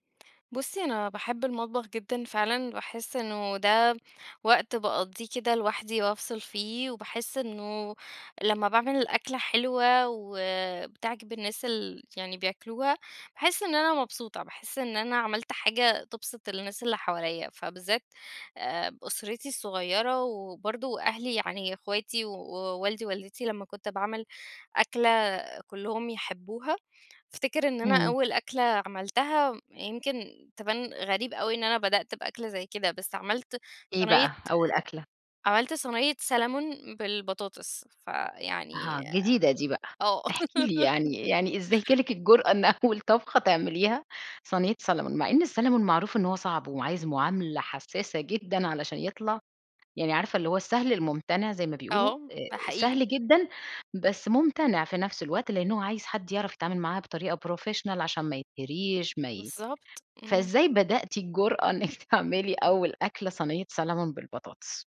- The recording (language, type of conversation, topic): Arabic, podcast, شو الأدوات البسيطة اللي بتسهّل عليك التجريب في المطبخ؟
- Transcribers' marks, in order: laugh; in English: "professional"; laughing while speaking: "بدأتِ الجُرأة إنك"